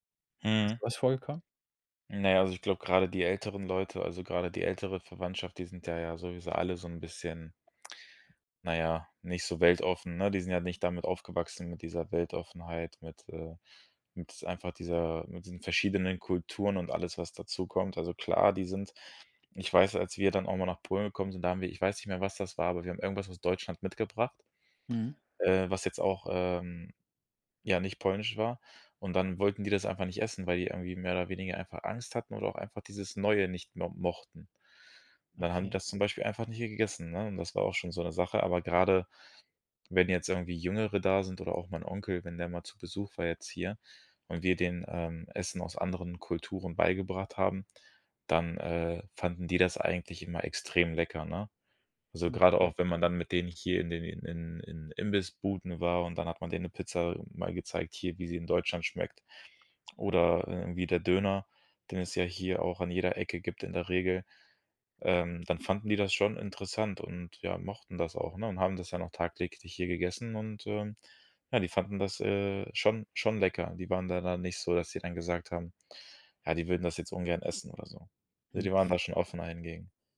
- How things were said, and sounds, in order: none
- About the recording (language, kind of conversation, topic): German, podcast, Wie hat Migration eure Familienrezepte verändert?